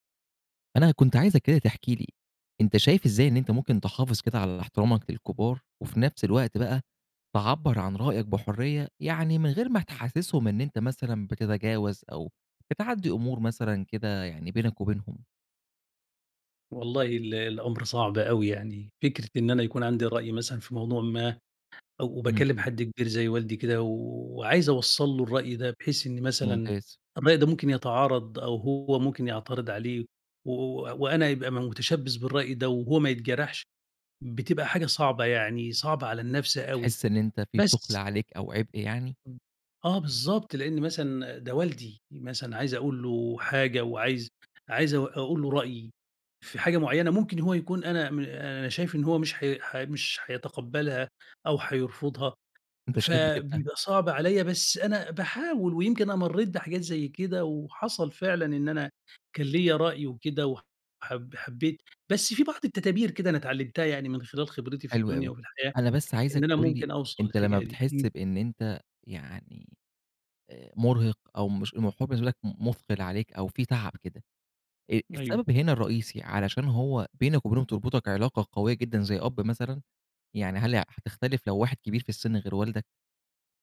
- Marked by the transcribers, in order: tapping; "التدابير" said as "التتابير"; unintelligible speech
- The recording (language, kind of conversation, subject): Arabic, podcast, إزاي بتحافظ على احترام الكِبير وفي نفس الوقت بتعبّر عن رأيك بحرية؟